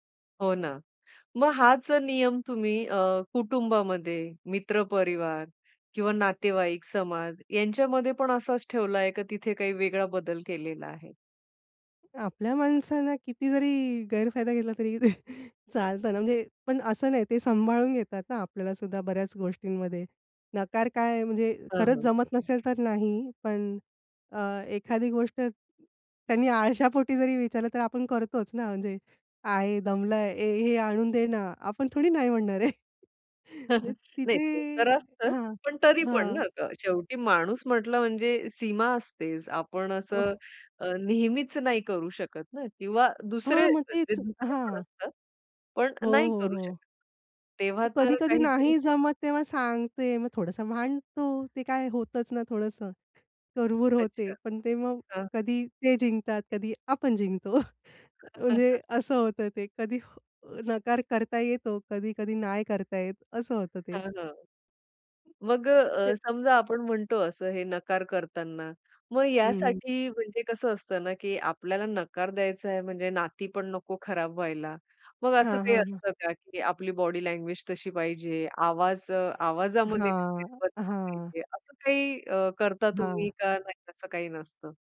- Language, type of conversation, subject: Marathi, podcast, नकार द्यायला तुम्ही पहिल्यांदा कधी आणि कसा शिकलात, याची तुमची सर्वात पहिली आठवण कोणती आहे?
- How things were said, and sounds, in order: laughing while speaking: "तरी"; chuckle; other background noise; laughing while speaking: "म्हणणार आहे"; laughing while speaking: "ओह"; laughing while speaking: "जिंकतो"; chuckle; tapping